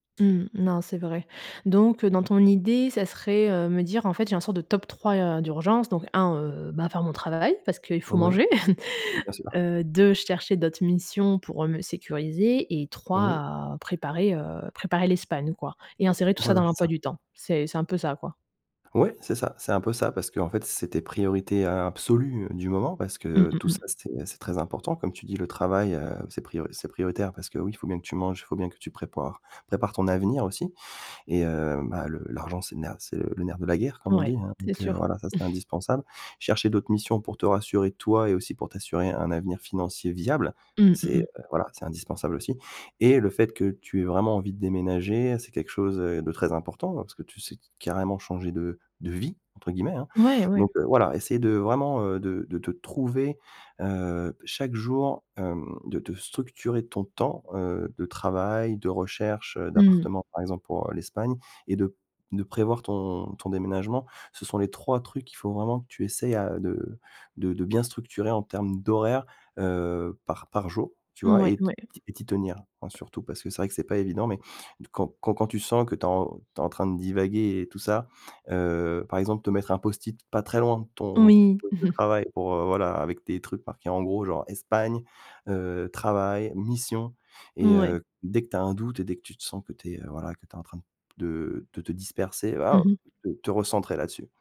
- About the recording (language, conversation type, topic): French, advice, Comment puis-je prioriser mes tâches quand tout semble urgent ?
- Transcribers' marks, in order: chuckle; "prépares-" said as "prépores"; chuckle; stressed: "viable"; stressed: "vie"; chuckle; tapping